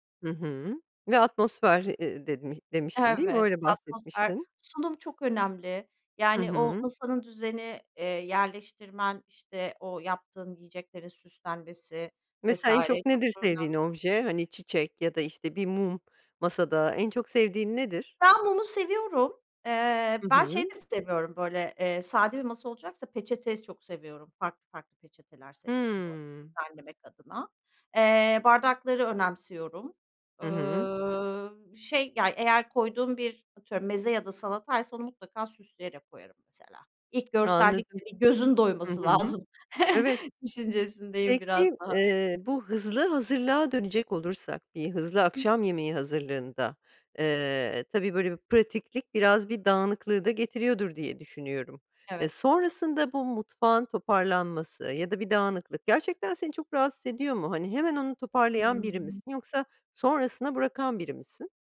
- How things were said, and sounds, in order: other background noise; laughing while speaking: "doyması lazım"; chuckle
- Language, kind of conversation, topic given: Turkish, podcast, Hızlı bir akşam yemeği hazırlarken genelde neler yaparsın?
- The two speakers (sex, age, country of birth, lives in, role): female, 45-49, Turkey, Netherlands, guest; female, 45-49, Turkey, United States, host